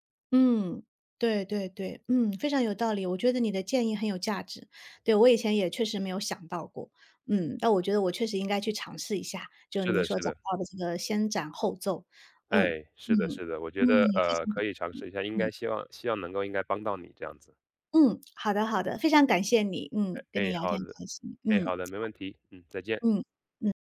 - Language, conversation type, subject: Chinese, advice, 当你选择不同的生活方式却被家人朋友不理解或责备时，你该如何应对？
- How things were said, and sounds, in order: other background noise